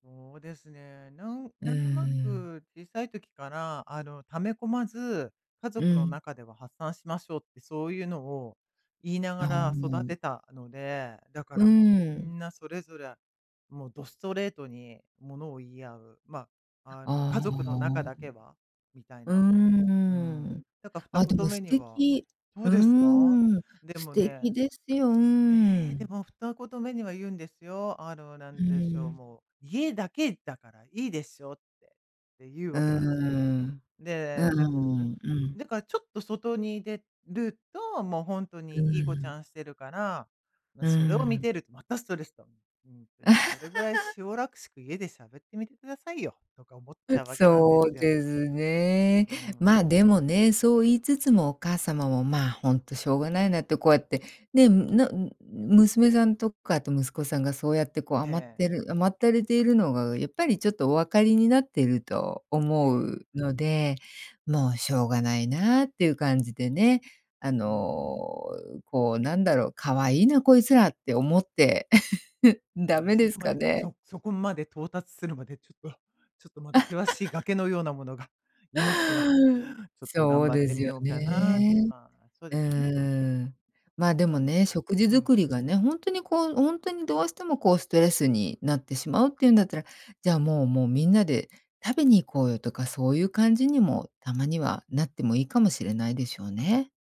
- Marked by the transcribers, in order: other background noise; "しおらしく" said as "しおらくしく"; laugh; laugh; laugh
- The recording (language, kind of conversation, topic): Japanese, advice, 家族の好みが違って食事作りがストレスになっているとき、どうすれば負担を減らせますか？